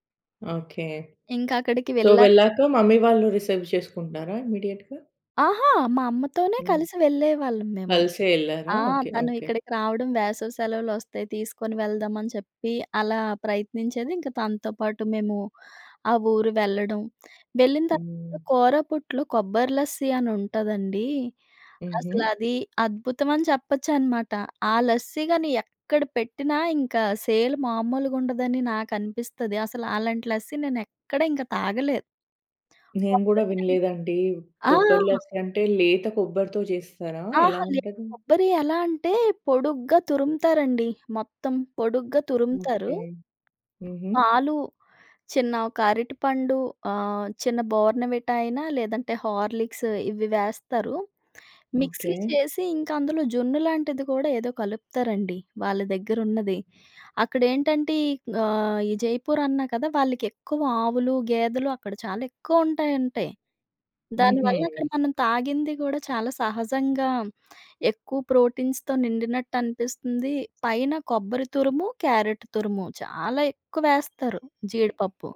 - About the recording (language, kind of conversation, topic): Telugu, podcast, స్థానిక జనాలతో కలిసినప్పుడు మీకు గుర్తుండిపోయిన కొన్ని సంఘటనల కథలు చెప్పగలరా?
- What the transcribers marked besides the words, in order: in English: "సో"; in English: "మమ్మీ"; in English: "రిసీవ్"; tapping; in English: "ఇమీడియట్‌గ"; in English: "సేల్"; in English: "బోర్న్‌వీటా"; in English: "హార్లిక్స్"; in English: "మిక్సీ"; in English: "ప్రోటీన్స్‌తో"